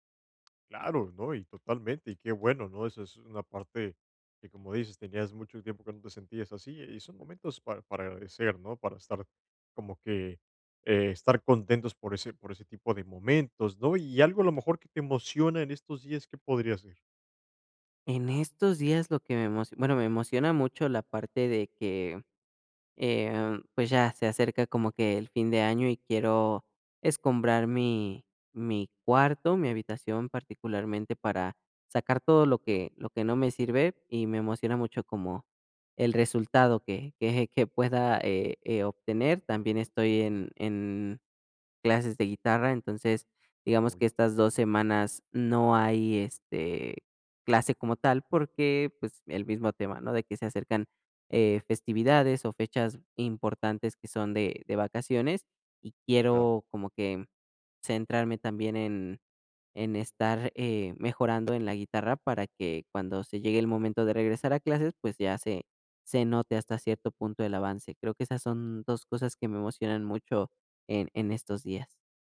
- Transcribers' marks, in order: tapping
- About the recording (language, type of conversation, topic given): Spanish, advice, ¿Cómo puedo practicar la gratitud a diario y mantenerme presente?
- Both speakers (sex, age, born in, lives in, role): male, 20-24, Mexico, Mexico, user; male, 25-29, Mexico, Mexico, advisor